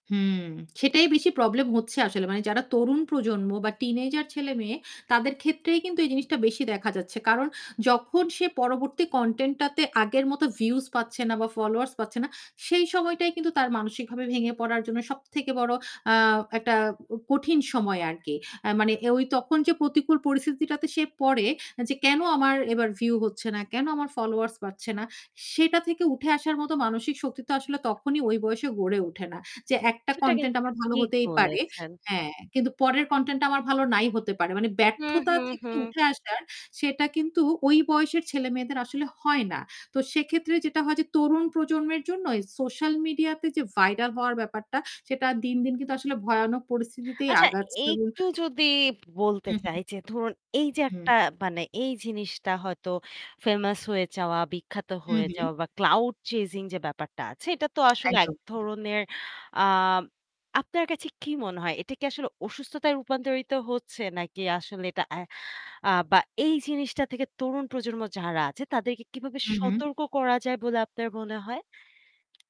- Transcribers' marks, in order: distorted speech; other background noise; static; in English: "ক্লাউড চেজিং"; tapping
- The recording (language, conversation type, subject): Bengali, podcast, সামাজিক মাধ্যমে বিখ্যাত হওয়া মানসিক স্বাস্থ্যে কী প্রভাব ফেলে?